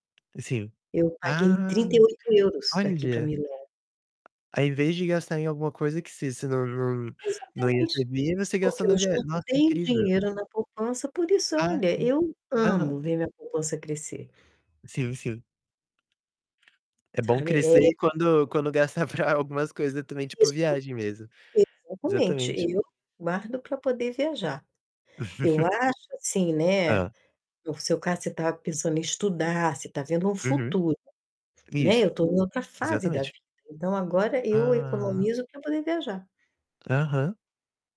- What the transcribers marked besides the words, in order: tapping; distorted speech; static; laughing while speaking: "gastar"; laugh
- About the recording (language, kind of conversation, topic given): Portuguese, unstructured, Como você se sente ao ver sua poupança crescer?